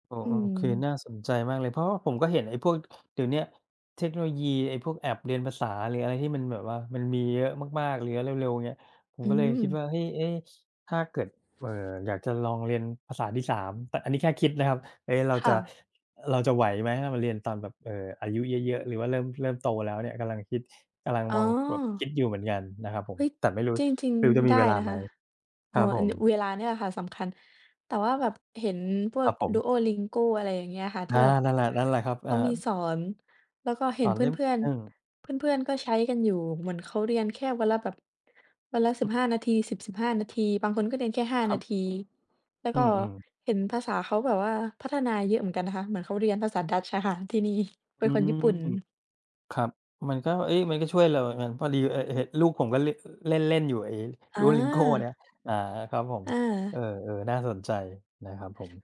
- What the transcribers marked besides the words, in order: other background noise; unintelligible speech
- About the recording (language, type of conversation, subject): Thai, unstructured, คุณเคยลองเรียนรู้ทักษะใหม่ๆ แล้วรู้สึกอย่างไรบ้าง?